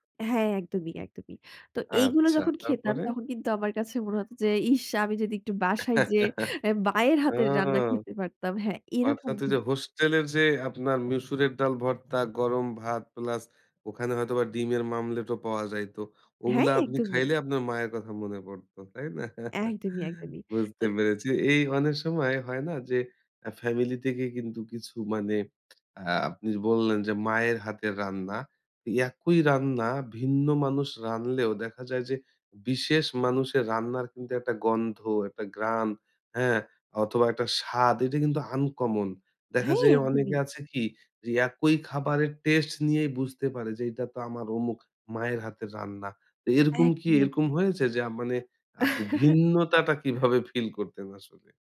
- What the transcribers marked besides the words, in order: laughing while speaking: "ইশ! আমি যদি একটু বাসায় যেয়ে এ মায়ের হাতের রান্না খেতে পারতাম"; laugh; other background noise; laughing while speaking: "না?"; chuckle; chuckle; laughing while speaking: "ফিল"
- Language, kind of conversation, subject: Bengali, podcast, কোন খাবার তোমাকে একদম বাড়ির কথা মনে করিয়ে দেয়?